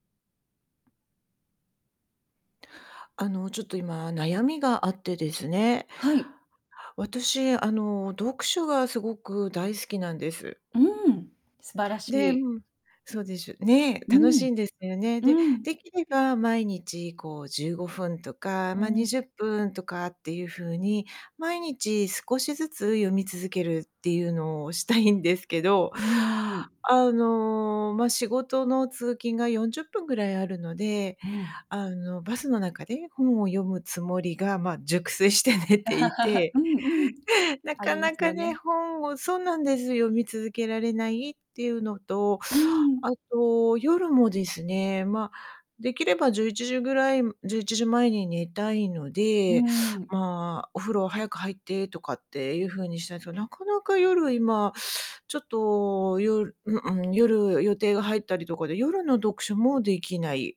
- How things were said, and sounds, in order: laughing while speaking: "熟睡して寝ていて"; laugh
- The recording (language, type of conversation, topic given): Japanese, advice, 毎日の読書を続けられないのはなぜですか？